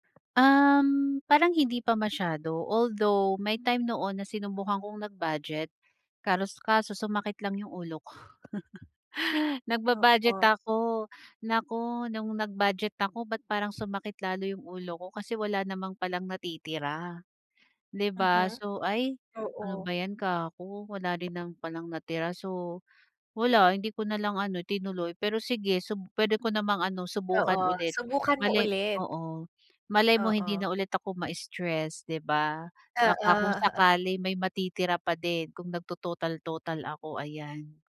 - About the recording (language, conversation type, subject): Filipino, advice, Paano ko maiiwasan ang padalus-dalos na pagbili kapag ako ay nai-stress?
- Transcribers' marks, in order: laughing while speaking: "ko"; chuckle; tapping; chuckle